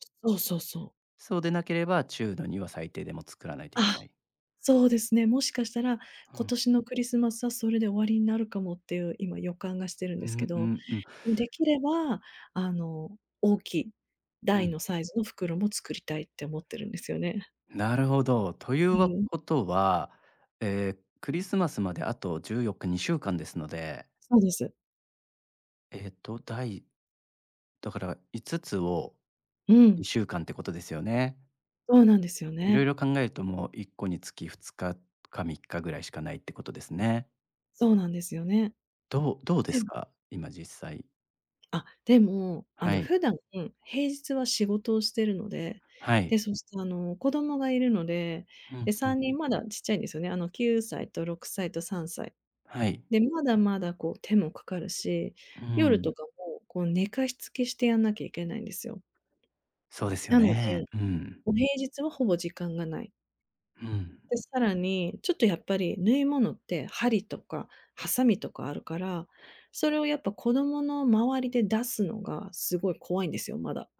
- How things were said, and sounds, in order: "ということは" said as "というはことは"; unintelligible speech; other background noise; unintelligible speech
- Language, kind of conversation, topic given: Japanese, advice, 日常の忙しさで創作の時間を確保できない